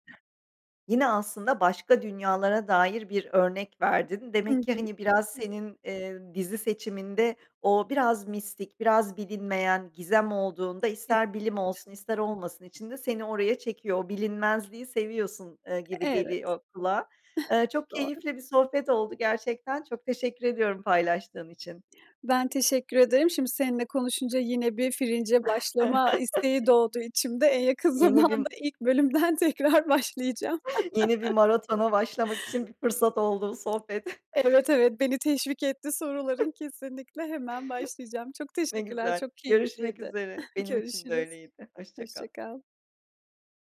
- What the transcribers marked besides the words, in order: other background noise; unintelligible speech; unintelligible speech; chuckle; tapping; chuckle; laughing while speaking: "yakın zamanda ilk bölümden tekrar başlayacağım"; chuckle; chuckle; chuckle
- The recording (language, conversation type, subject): Turkish, podcast, Hangi dizi seni bambaşka bir dünyaya sürükledi, neden?